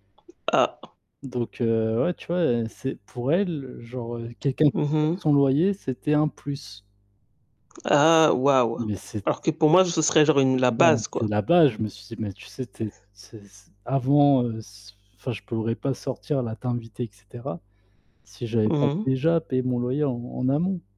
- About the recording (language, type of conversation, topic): French, unstructured, As-tu déjà eu peur de ne pas pouvoir payer tes factures ?
- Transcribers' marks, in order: other background noise; mechanical hum; tapping; distorted speech; stressed: "base"; "base" said as "baje"; unintelligible speech